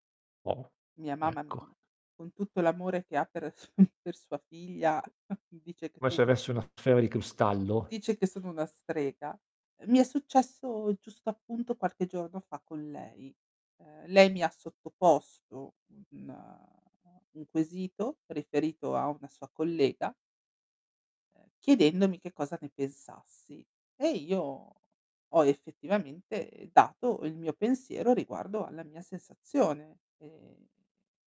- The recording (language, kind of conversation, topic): Italian, podcast, Come capisci se un’intuizione è davvero affidabile o se è solo un pregiudizio?
- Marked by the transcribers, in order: laughing while speaking: "su"; chuckle; distorted speech